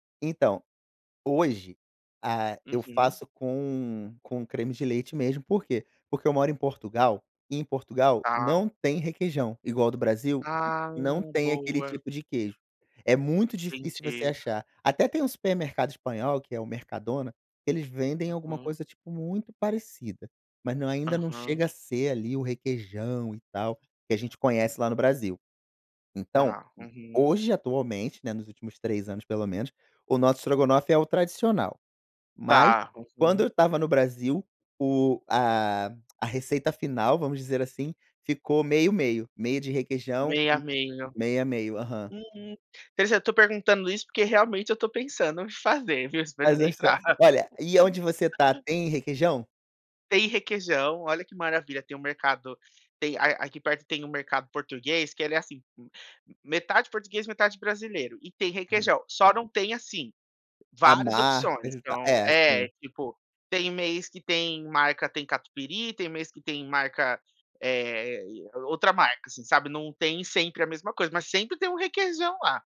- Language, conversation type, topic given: Portuguese, podcast, Qual erro culinário virou uma descoberta saborosa para você?
- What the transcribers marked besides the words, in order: none